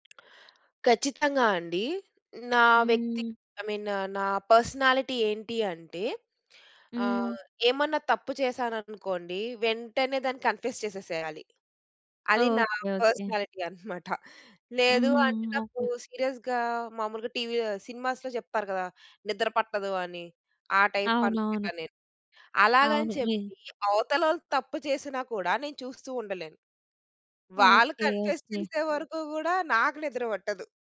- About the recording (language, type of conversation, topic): Telugu, podcast, మీరు తప్పు చేసినప్పుడు దాన్ని ఎలా అంగీకరిస్తారు?
- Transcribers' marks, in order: tapping; in English: "ఐ మీన్ పర్స్‌నాలిటీ"; in English: "కన్ఫెస్"; in English: "పర్స్‌నాలిటీ"; chuckle; in English: "సీరియస్‌గా"; in English: "టైప్"; in English: "కన్ఫెస్"